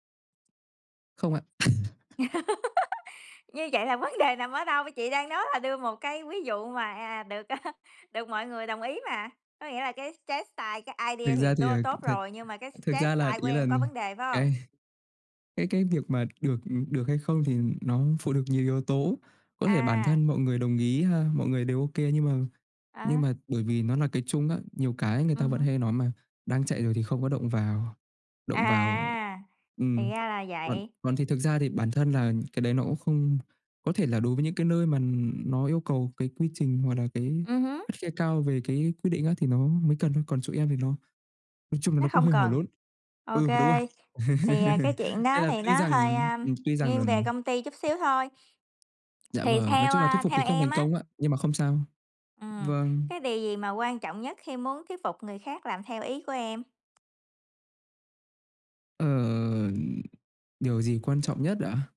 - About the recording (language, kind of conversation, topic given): Vietnamese, unstructured, Bạn làm thế nào để thuyết phục người khác khi bạn không có quyền lực?
- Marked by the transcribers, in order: laugh; other background noise; laugh; laughing while speaking: "vấn"; laughing while speaking: "à"; in English: "chess style"; in English: "idea"; in English: "chess style"; tapping; laugh; background speech